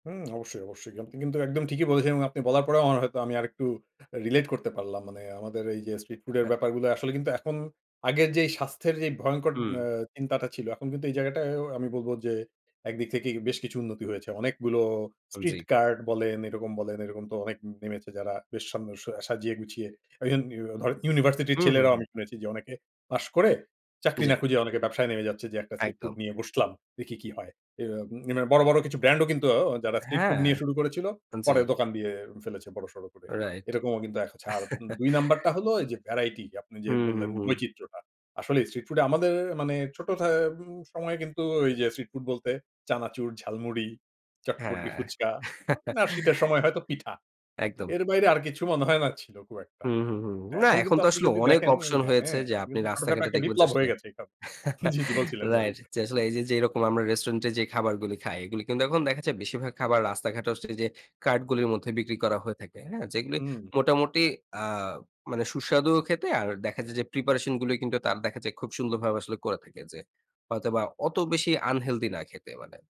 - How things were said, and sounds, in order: tapping; "আপনি" said as "গামতি"; chuckle; unintelligible speech; chuckle; chuckle; laughing while speaking: "জি, জি বলছিলেন, সরি"
- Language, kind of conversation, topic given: Bengali, podcast, রাস্তার কোনো খাবারের স্মৃতি কি আজও মনে আছে?